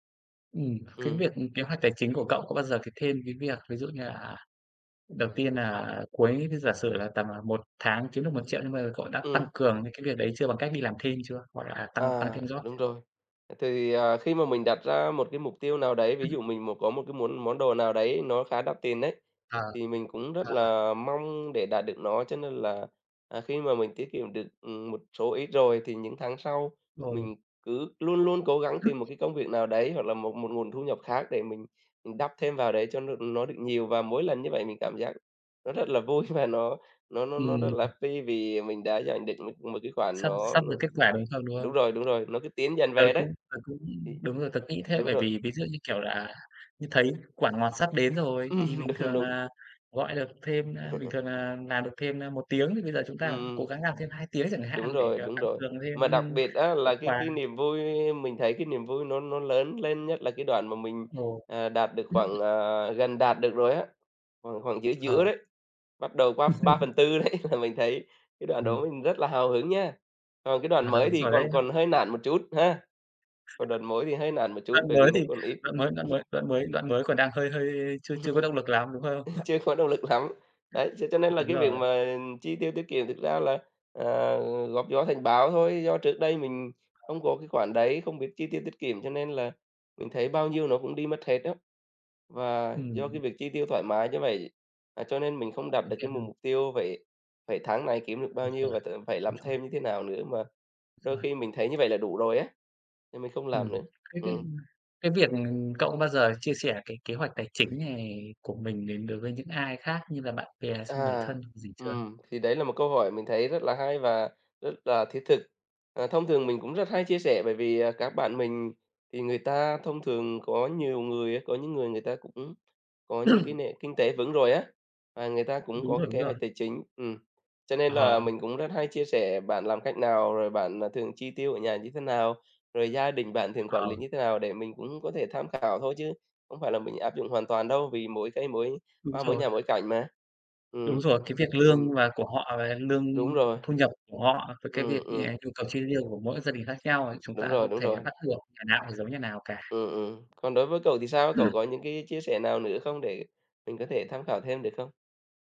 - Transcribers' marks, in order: in English: "job"; other noise; tapping; laughing while speaking: "vui"; other background noise; laughing while speaking: "Ừm, đúng, đúng"; laugh; laugh; laughing while speaking: "đấy"; laugh; chuckle; laugh; chuckle; throat clearing; throat clearing
- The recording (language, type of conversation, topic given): Vietnamese, unstructured, Bạn có kế hoạch tài chính cho tương lai không?